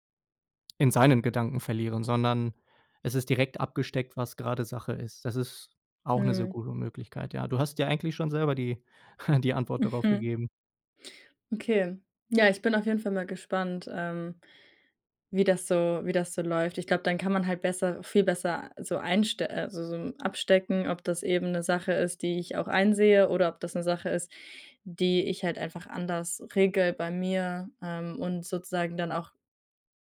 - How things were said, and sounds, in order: chuckle
- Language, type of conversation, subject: German, advice, Warum fällt es mir schwer, Kritik gelassen anzunehmen, und warum werde ich sofort defensiv?